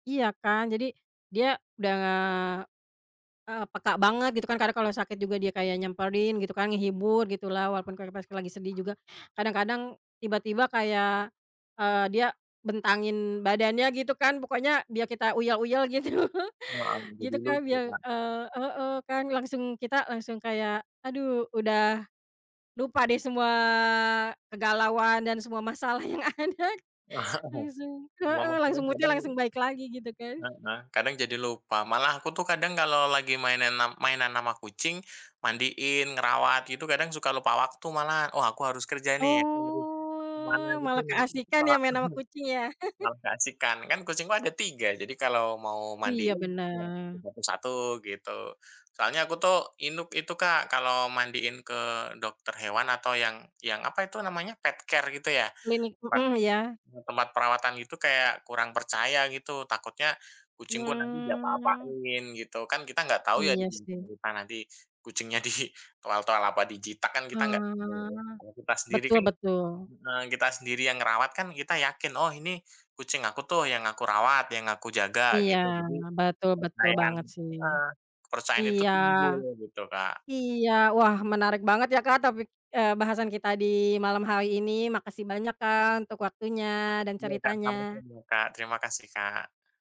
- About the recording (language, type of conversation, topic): Indonesian, unstructured, Bagaimana hewan dapat membantu mengurangi stres?
- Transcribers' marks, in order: tapping; chuckle; drawn out: "semua"; laughing while speaking: "yang ada"; laughing while speaking: "Heeh"; in English: "mood-nya"; drawn out: "Oh"; chuckle; in English: "pet care"; drawn out: "Hmm"; chuckle; drawn out: "Ah"